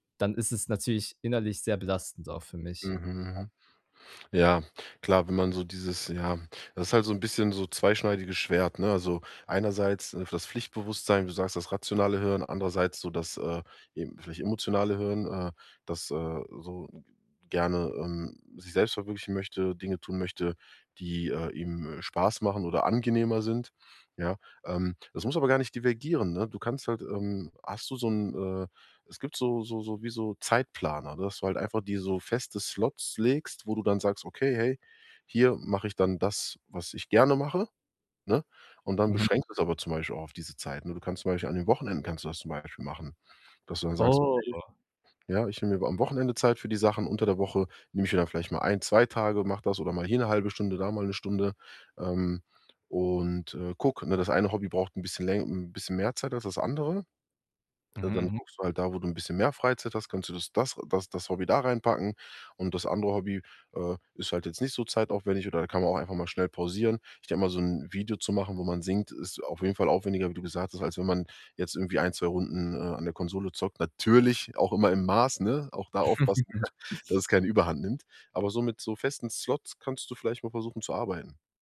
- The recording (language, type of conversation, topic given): German, advice, Wie findest du Zeit, um an deinen persönlichen Zielen zu arbeiten?
- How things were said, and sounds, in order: background speech; other background noise; drawn out: "Oh"; stressed: "Natürlich"; chuckle; snort